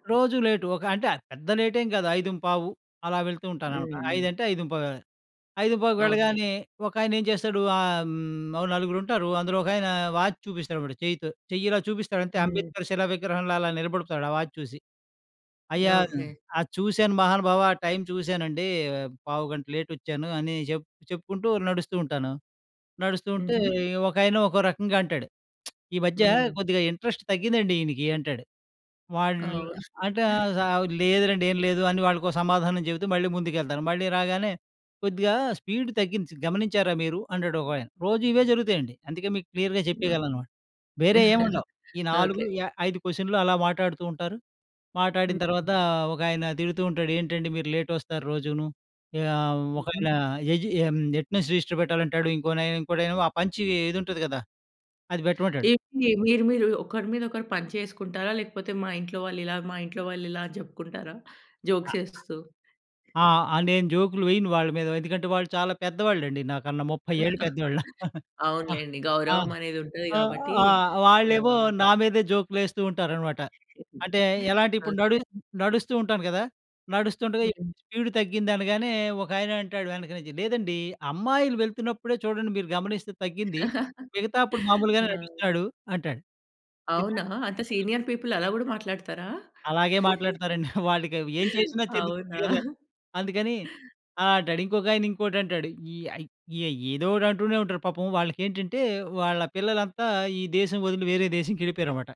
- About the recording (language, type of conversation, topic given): Telugu, podcast, హాబీని తిరిగి పట్టుకోవడానికి మొదటి చిన్న అడుగు ఏమిటి?
- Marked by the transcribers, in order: in English: "వాచ్"; in English: "వాచ్"; in English: "లేట్"; lip smack; in English: "ఇంట్రెస్ట్"; chuckle; in English: "స్పీడ్"; in English: "క్లియర్‌గా"; chuckle; in English: "లేట్"; in English: "అటెండెన్స్ రిజిస్టర్"; in English: "పంచ్"; in English: "జోక్స్"; other noise; chuckle; laugh; in English: "స్పీడ్"; laugh; in English: "సీనియర్ పీపుల్"; laugh; giggle; laughing while speaking: "అవునా!"